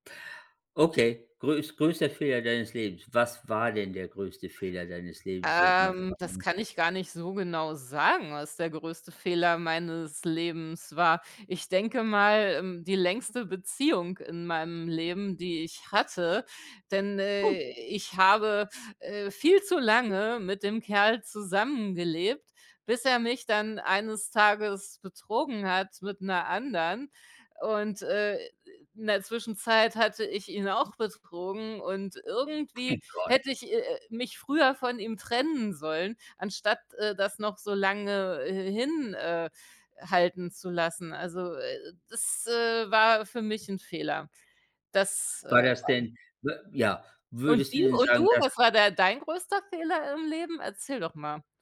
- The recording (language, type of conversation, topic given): German, unstructured, Was hast du aus deinen größten Fehlern gelernt?
- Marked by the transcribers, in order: other noise; other background noise; chuckle; unintelligible speech